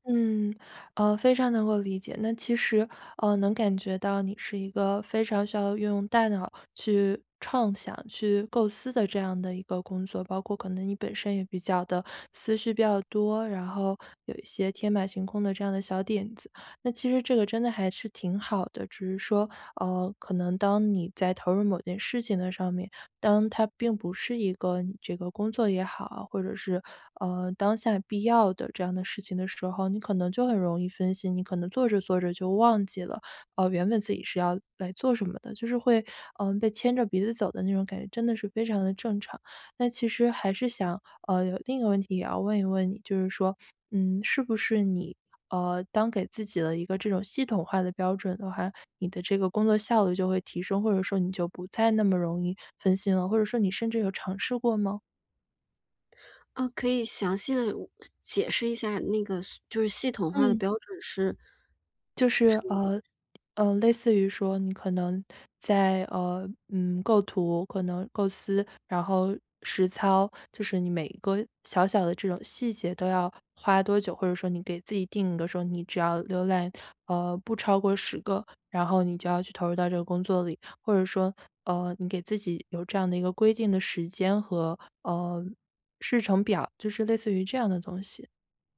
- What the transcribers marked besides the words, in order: none
- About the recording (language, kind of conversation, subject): Chinese, advice, 我怎样才能减少分心，并在处理复杂工作时更果断？